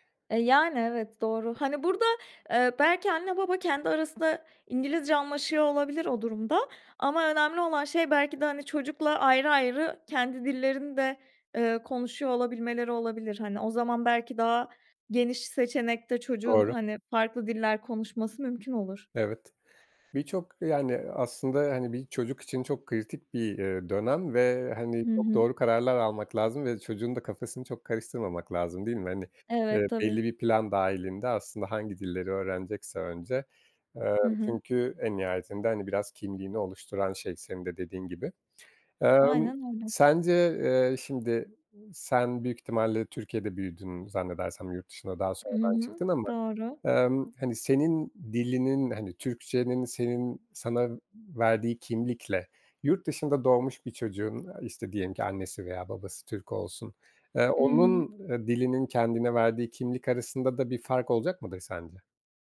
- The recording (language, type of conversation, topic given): Turkish, podcast, Dil, kimlik oluşumunda ne kadar rol oynar?
- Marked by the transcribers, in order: other background noise; other noise